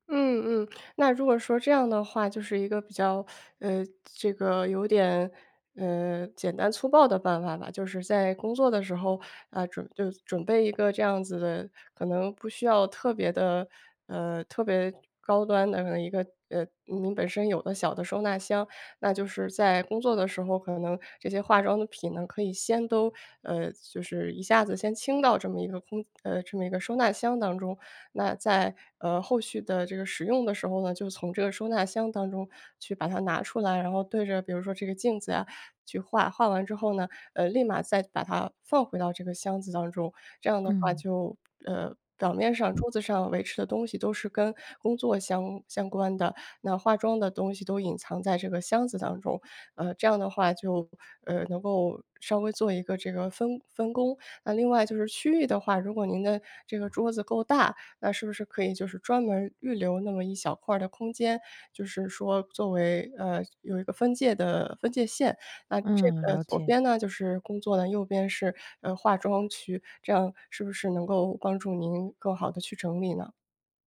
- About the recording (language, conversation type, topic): Chinese, advice, 我怎样才能保持工作区整洁，减少杂乱？
- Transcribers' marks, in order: teeth sucking; other background noise